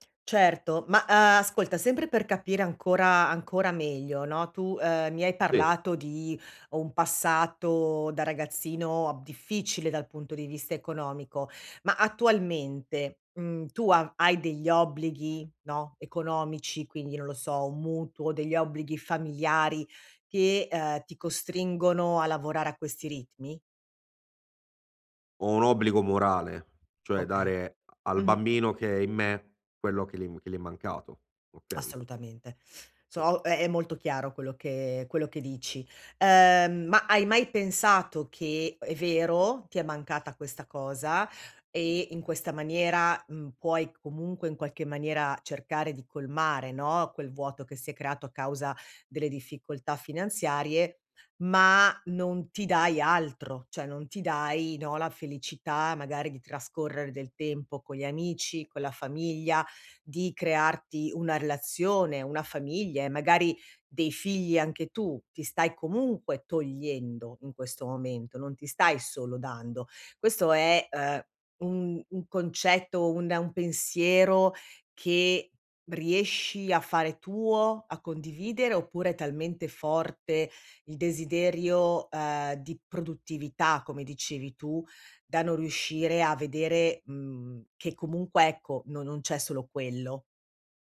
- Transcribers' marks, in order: teeth sucking; "Cioè" said as "ceh"
- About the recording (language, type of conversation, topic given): Italian, advice, Come posso bilanciare lavoro e vita personale senza rimpianti?